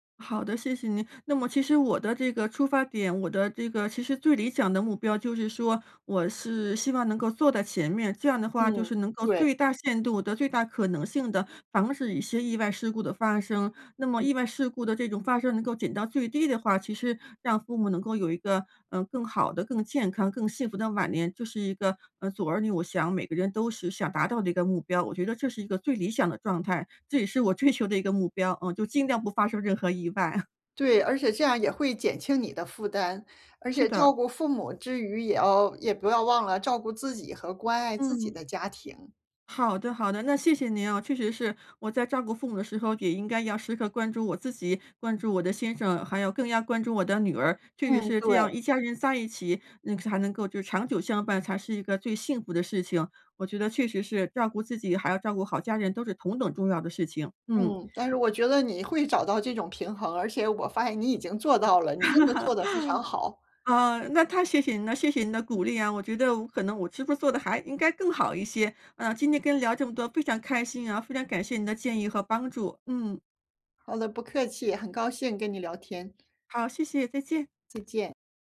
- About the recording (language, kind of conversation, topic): Chinese, advice, 我该如何在工作与照顾年迈父母之间找到平衡？
- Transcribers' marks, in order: chuckle; tapping; laugh